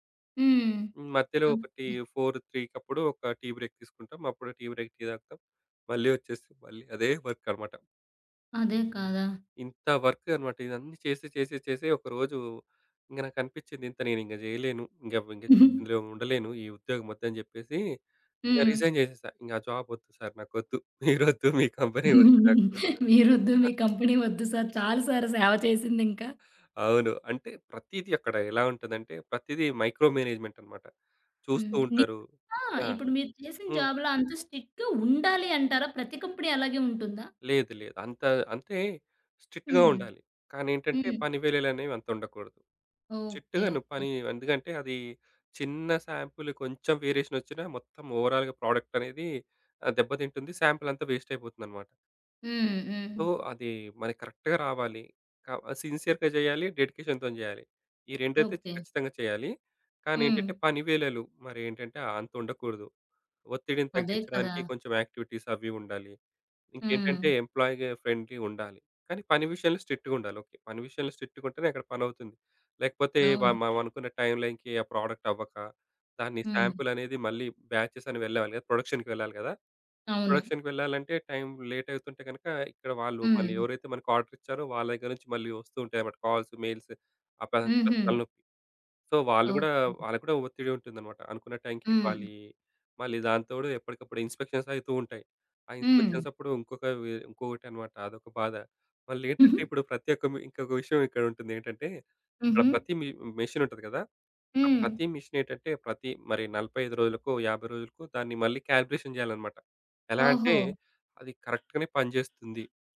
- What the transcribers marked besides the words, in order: in English: "ఫోర్ త్రీ"; in English: "బ్రేక్"; in English: "బ్రేక్"; in English: "వర్క్"; in English: "వర్క్"; giggle; in English: "రిజైన్"; in English: "జాబ్"; laughing while speaking: "మీరోద్దు మీ కంపెనీ ఒద్దు నాకు"; laughing while speaking: "మీరొద్దు మీ కంపెనీ ఒద్దు సర్ చాలు సర్ సేవ చేసింది ఇంకా"; in English: "కంపెనీ"; in English: "కంపెనీ"; other background noise; in English: "మైక్రో మేనేజ్మెంట్"; in English: "జాబ్‌లో"; in English: "స్ట్రిక్ట్‌గా"; in English: "కంపెనీ"; in English: "స్ట్రిక్ట్‌గా"; in English: "స్ట్రిక్ట్‌గాను"; in English: "సాంపిల్"; in English: "వేరియేషన్"; in English: "ఓవరాల్‌గా ప్రొడక్ట్"; in English: "వేస్ట్"; in English: "సో"; in English: "కరెక్ట్‌గా"; in English: "సిన్సియర్‌గా"; in English: "డెడికేషన్‌తోని"; in English: "యాక్టివిటీస్"; in English: "ఎంప్లాయీగ ఫ్రెండ్‌లి"; in English: "స్ట్రిక్ట్‌గా"; in English: "టైమ్ లైన్‌కి"; in English: "ప్రొడక్ట్"; in English: "సాంపిల్"; in English: "బ్యాచెస్"; in English: "ప్రొడక్షన్‌కి"; in English: "ప్రొడక్షన్‌కి"; in English: "లేట్"; in English: "ఆర్డర్"; in English: "కాల్స్, మెయిల్స్"; in English: "సో"; in English: "ఇన్‌స్పెక్షన్స్"; in English: "ఇన్‌స్పెక్షన్స్"; giggle; in English: "మిషిన్"; in English: "కాలిక్యులేషన్"; in English: "కరెక్ట్‌గానే"
- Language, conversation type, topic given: Telugu, podcast, మీ మొదటి ఉద్యోగం ఎలా ఎదురైంది?